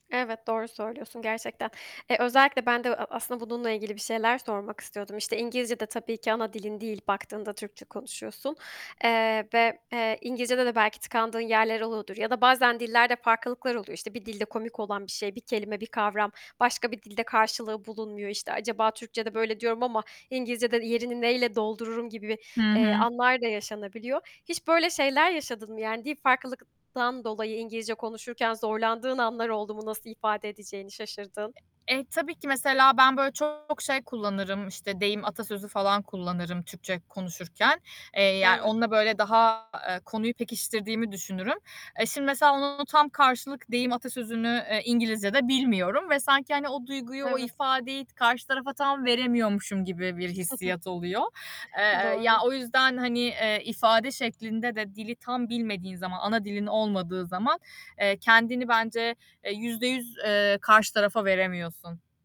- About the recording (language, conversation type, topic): Turkish, podcast, Dilini bilmediğin biriyle kurduğun bir arkadaşlığa örnek verebilir misin?
- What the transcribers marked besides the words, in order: other background noise; static; tapping; distorted speech; chuckle